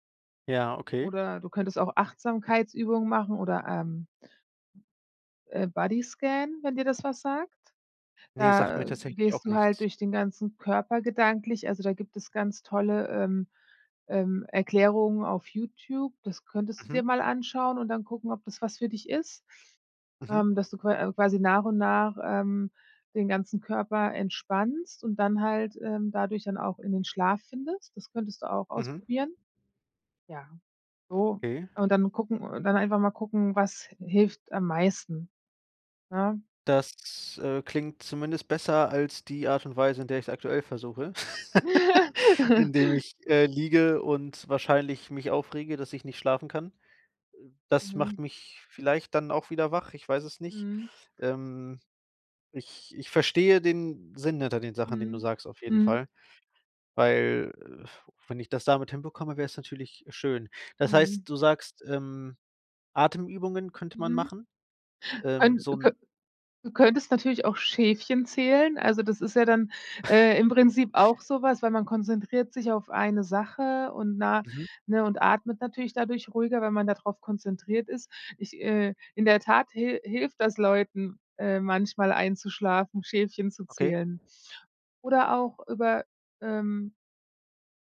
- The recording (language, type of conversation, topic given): German, advice, Warum kann ich trotz Müdigkeit nicht einschlafen?
- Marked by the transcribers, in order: other background noise; in English: "Bodyscan"; laugh; chuckle